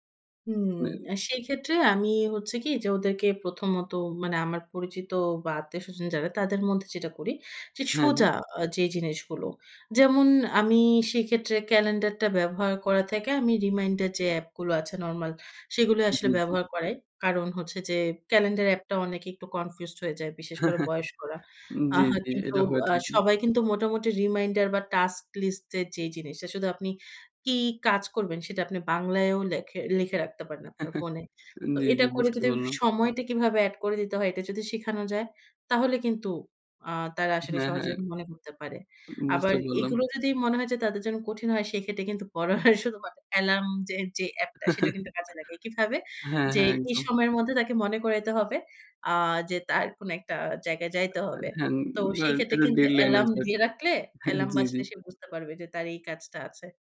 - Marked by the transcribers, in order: in English: "reminder"; in English: "confused"; chuckle; tapping; in English: "reminder"; in English: "task list"; other background noise; chuckle; laughing while speaking: "পড়া হয়"; chuckle
- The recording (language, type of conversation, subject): Bengali, podcast, আপনি রিমাইন্ডার আর সময়সীমা কীভাবে সামলান?